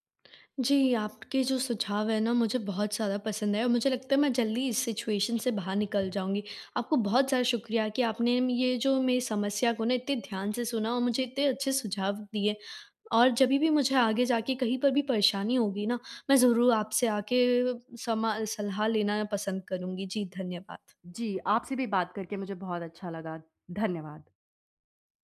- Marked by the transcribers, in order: in English: "सिचुएशन"
- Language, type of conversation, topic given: Hindi, advice, नकार से सीखकर आगे कैसे बढ़ूँ और डर पर काबू कैसे पाऊँ?
- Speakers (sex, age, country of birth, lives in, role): female, 18-19, India, India, user; female, 30-34, India, India, advisor